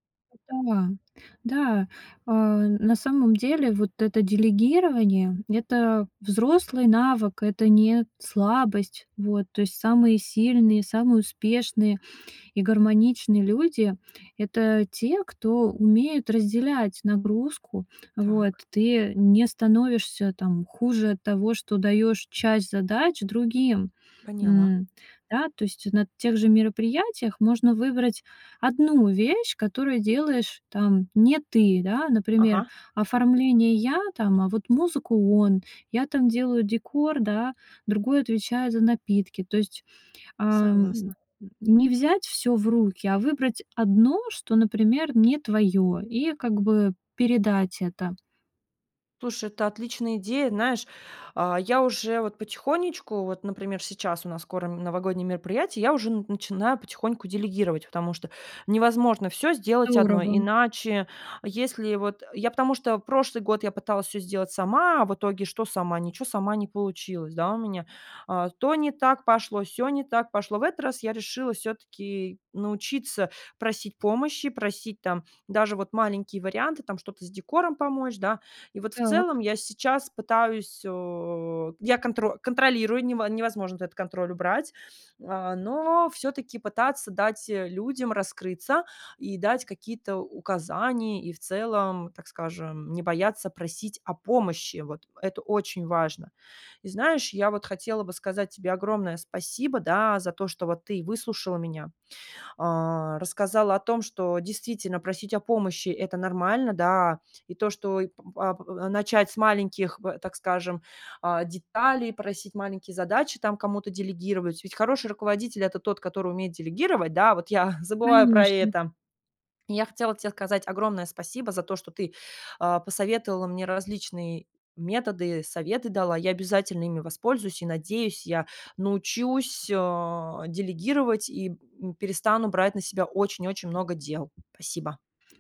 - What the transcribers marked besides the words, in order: tapping; chuckle
- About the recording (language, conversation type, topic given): Russian, advice, Как перестать брать на себя слишком много и научиться выстраивать личные границы?